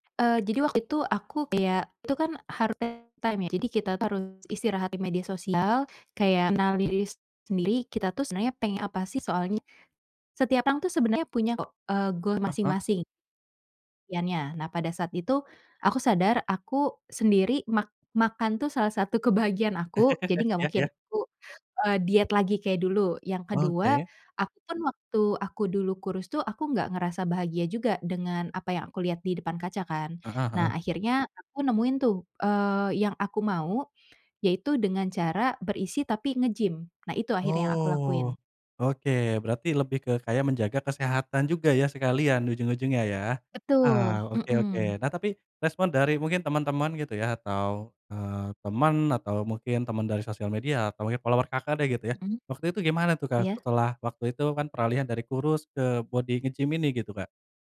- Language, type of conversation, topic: Indonesian, podcast, Apa tanggapanmu tentang tekanan citra tubuh akibat media sosial?
- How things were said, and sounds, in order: unintelligible speech; in English: "time"; laughing while speaking: "kebahagiaan"; chuckle; other background noise; in English: "follower"